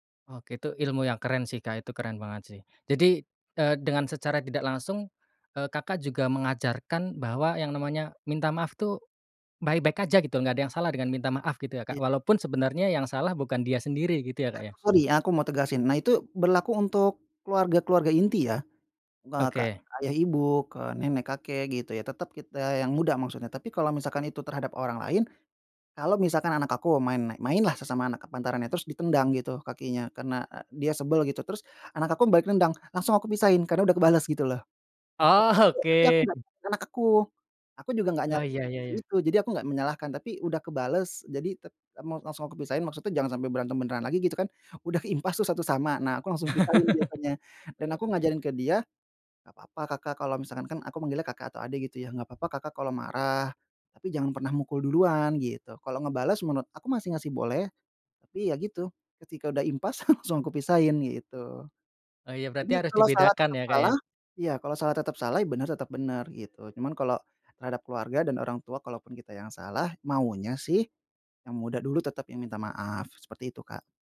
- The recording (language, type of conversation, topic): Indonesian, podcast, Bentuk permintaan maaf seperti apa yang menurutmu terasa tulus?
- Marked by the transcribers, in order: "sepantarannya" said as "kepantarannya"; laughing while speaking: "oke"; laugh; other noise; laughing while speaking: "langsung"